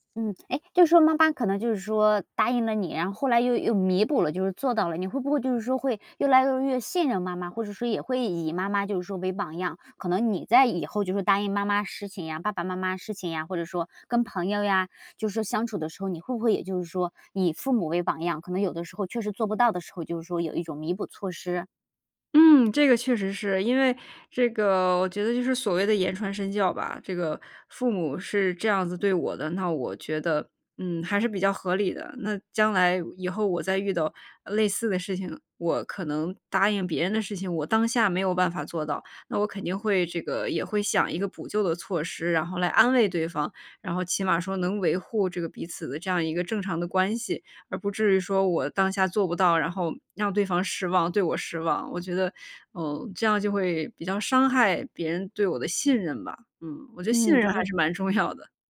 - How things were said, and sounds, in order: laughing while speaking: "重要的"
- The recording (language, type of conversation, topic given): Chinese, podcast, 你怎么看“说到做到”在日常生活中的作用？